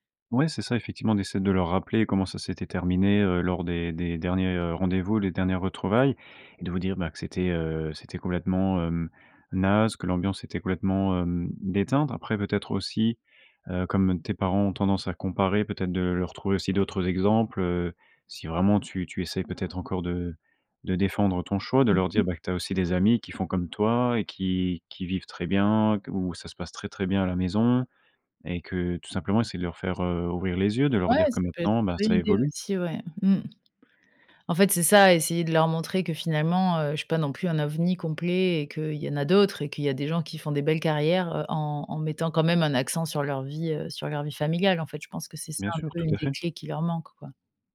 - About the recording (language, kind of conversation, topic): French, advice, Comment puis-je concilier mes objectifs personnels avec les attentes de ma famille ou de mon travail ?
- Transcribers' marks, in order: none